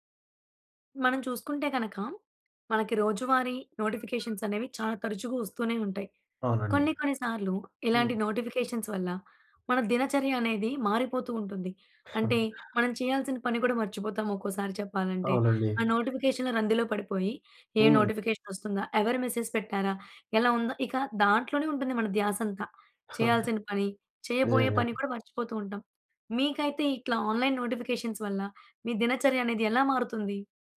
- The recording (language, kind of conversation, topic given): Telugu, podcast, ఆన్‌లైన్ నోటిఫికేషన్లు మీ దినచర్యను ఎలా మార్చుతాయి?
- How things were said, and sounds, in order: in English: "నోటిఫికేషన్స్"; in English: "నోటిఫికేషన్స్"; chuckle; in English: "నోటిఫికేషన్"; in English: "మెసేజ్"; tapping; in English: "ఆన్‌లైన్ నోటిఫికేషన్స్"